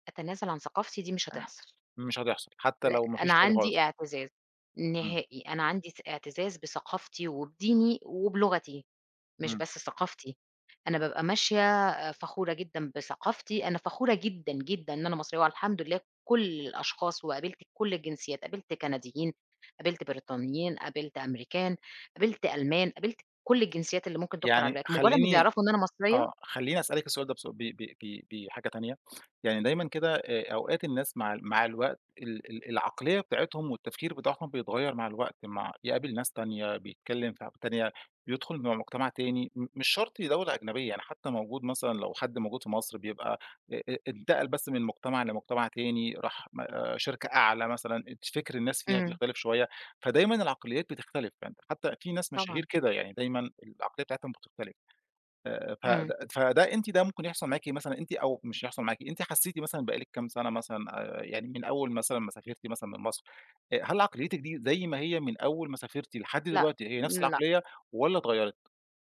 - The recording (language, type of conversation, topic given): Arabic, podcast, إزاي ثقافتك بتأثر على شغلك؟
- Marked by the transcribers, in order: none